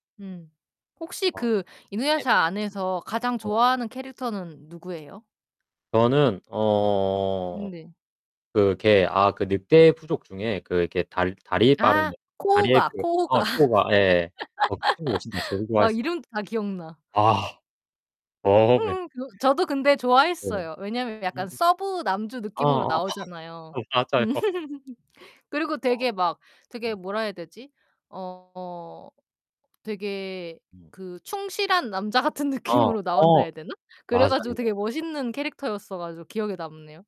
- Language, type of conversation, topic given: Korean, unstructured, 어릴 때 가장 좋아했던 만화나 애니메이션은 무엇인가요?
- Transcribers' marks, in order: distorted speech; laughing while speaking: "코호가"; laugh; laugh; laughing while speaking: "어 맞아요"; laugh; laughing while speaking: "남자 같은 느낌으로"